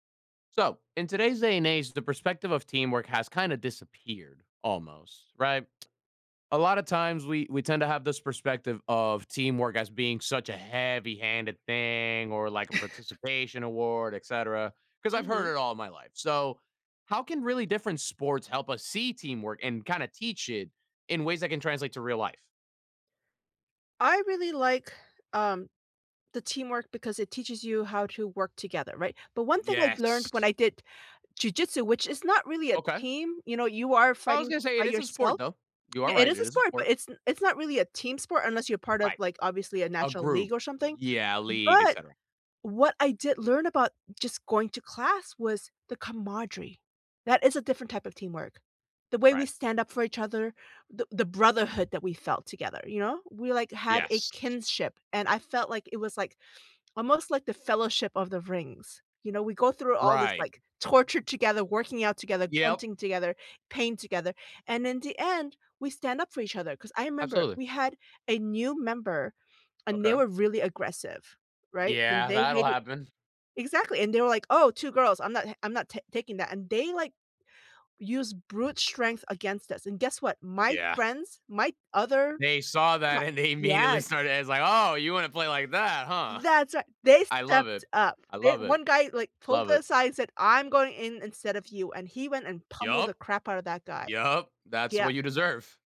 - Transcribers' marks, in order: drawn out: "thing"; chuckle; "camaraderie" said as "comodrie"; laughing while speaking: "and they immediately started"; laughing while speaking: "Yup"
- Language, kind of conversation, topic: English, unstructured, How can I use teamwork lessons from different sports in my life?